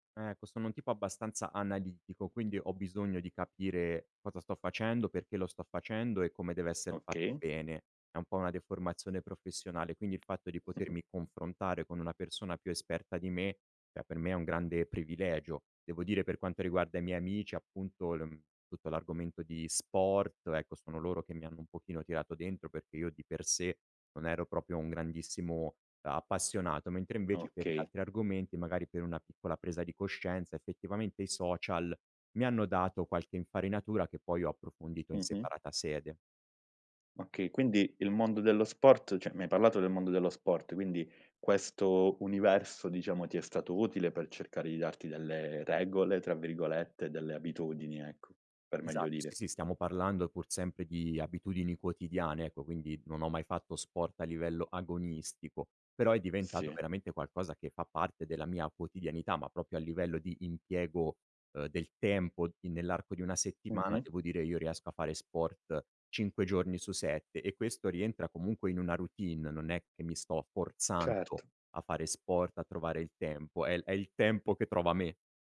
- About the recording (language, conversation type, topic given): Italian, podcast, Quali piccole abitudini quotidiane hanno cambiato la tua vita?
- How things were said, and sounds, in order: tapping; chuckle; "proprio" said as "propio"; "cioè" said as "ceh"; "proprio" said as "propio"